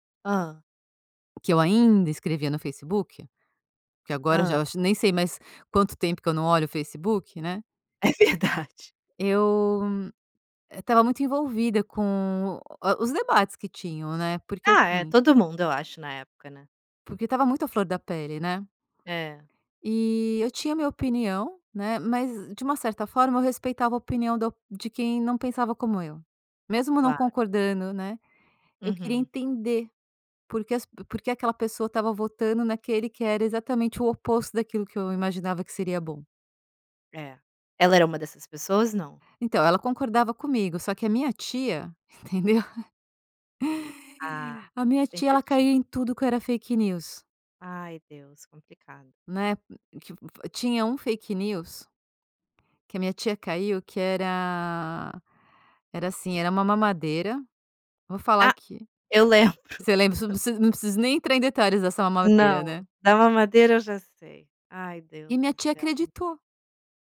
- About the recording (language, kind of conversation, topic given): Portuguese, podcast, Quando é a hora de insistir e quando é melhor desistir?
- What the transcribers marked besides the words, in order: unintelligible speech; giggle